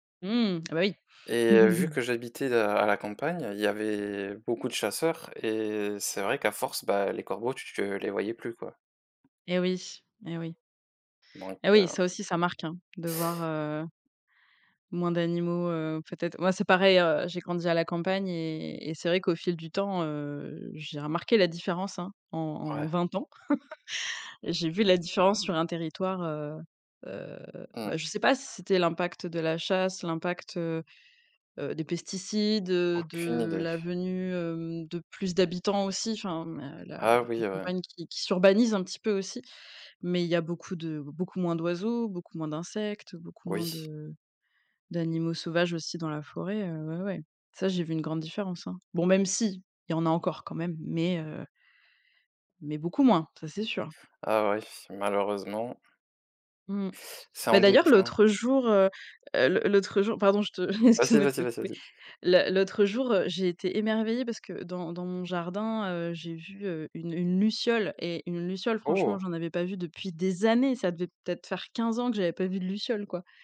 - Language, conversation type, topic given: French, unstructured, Quel est ton souvenir préféré lié à la nature ?
- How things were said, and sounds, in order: chuckle; chuckle; tapping; stressed: "moins"; other background noise; laughing while speaking: "excuse-moi"; stressed: "années"